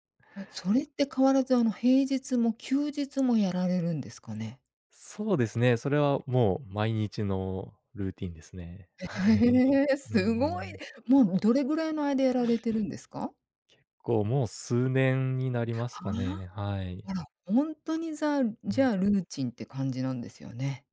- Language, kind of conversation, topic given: Japanese, podcast, 普段の朝のルーティンはどんな感じですか？
- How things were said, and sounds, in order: tapping; laughing while speaking: "はい"